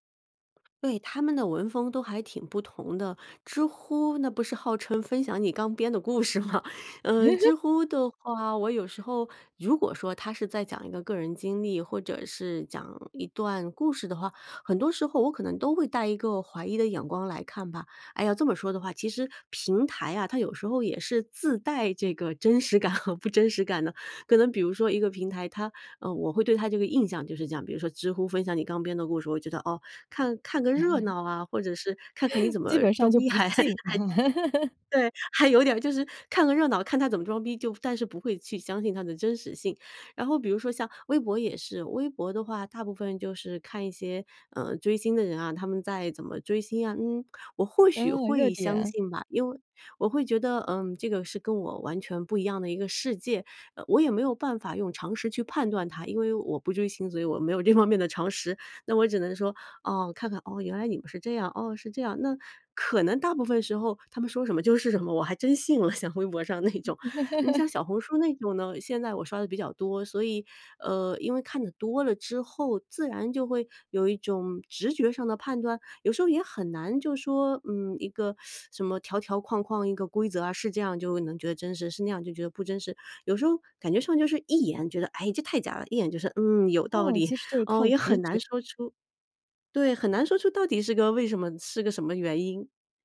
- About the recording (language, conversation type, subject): Chinese, podcast, 在网上如何用文字让人感觉真实可信？
- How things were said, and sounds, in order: laughing while speaking: "故事嘛"; laugh; laughing while speaking: "真实感"; laugh; laughing while speaking: "装逼还 还"; chuckle; laugh; laughing while speaking: "没有这方面"; laughing while speaking: "像微博上那种"; laugh; teeth sucking